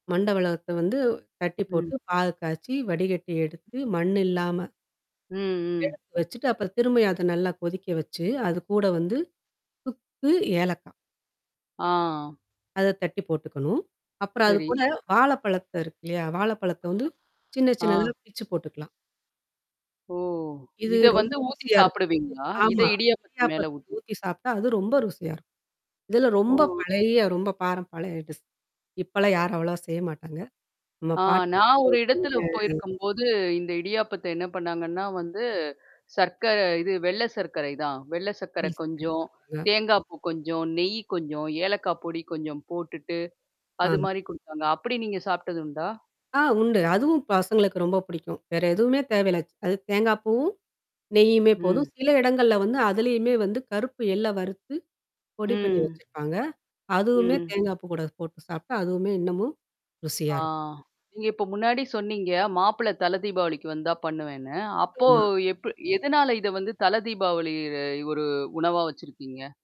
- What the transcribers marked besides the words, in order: static; other background noise; distorted speech; tapping; other noise; in English: "டிஷ்"; unintelligible speech
- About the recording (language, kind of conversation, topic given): Tamil, podcast, உங்கள் பாரம்பரிய உணவுகளில் உங்களுக்குப் பிடித்த ஒரு இதமான உணவைப் பற்றி சொல்ல முடியுமா?
- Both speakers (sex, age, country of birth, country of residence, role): female, 40-44, India, India, guest; female, 45-49, India, India, host